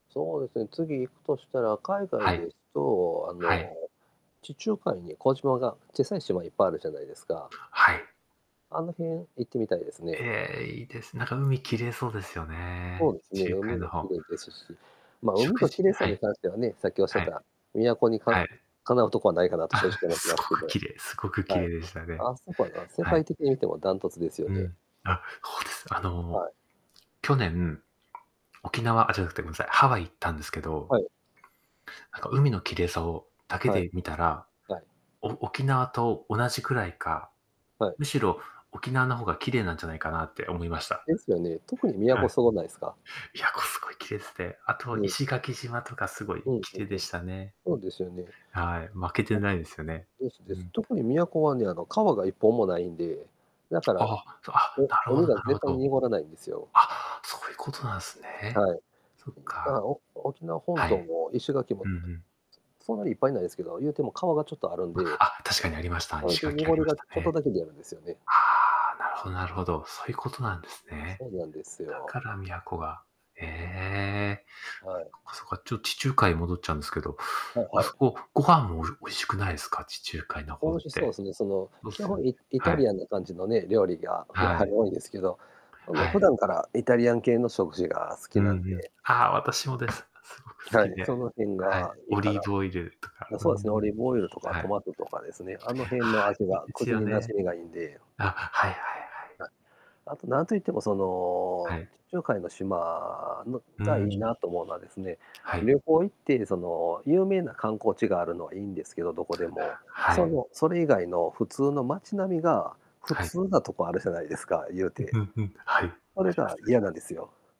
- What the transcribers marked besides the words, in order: mechanical hum; other background noise; laughing while speaking: "あ"; tapping
- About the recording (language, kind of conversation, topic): Japanese, unstructured, 次に行きたい旅行先はどこですか？